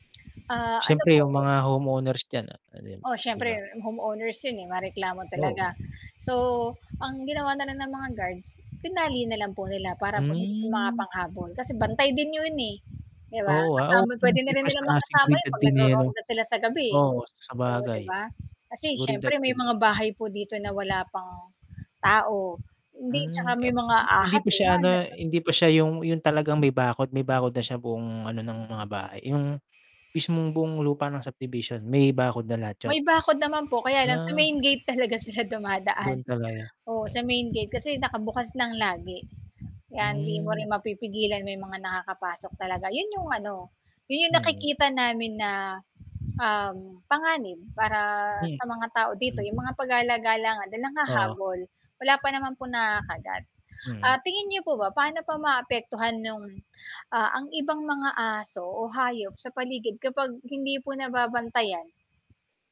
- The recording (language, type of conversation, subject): Filipino, unstructured, Ano ang mga panganib kapag hindi binabantayan ang mga aso sa kapitbahayan?
- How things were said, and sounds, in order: static; wind; tapping; other background noise; drawn out: "Hmm"; distorted speech; unintelligible speech; drawn out: "Hmm"